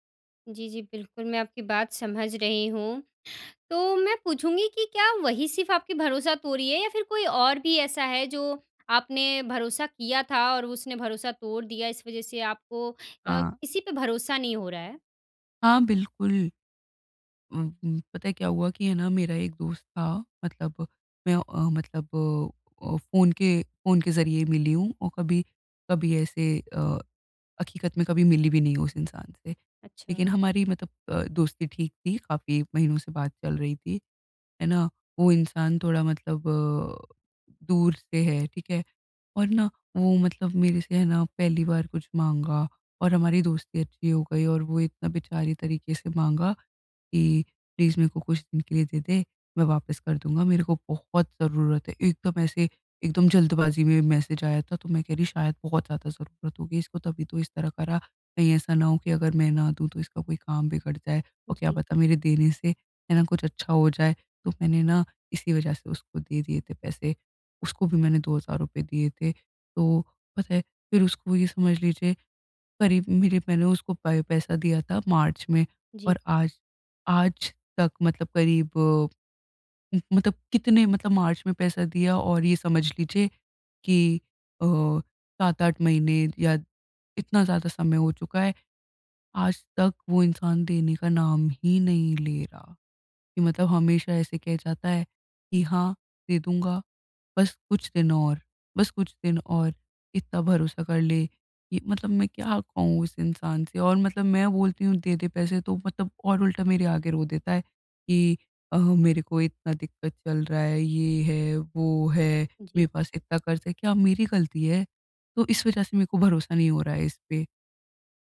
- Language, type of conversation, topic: Hindi, advice, किसी पर भरोसा करने की कठिनाई
- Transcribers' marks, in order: in English: "प्लीज़"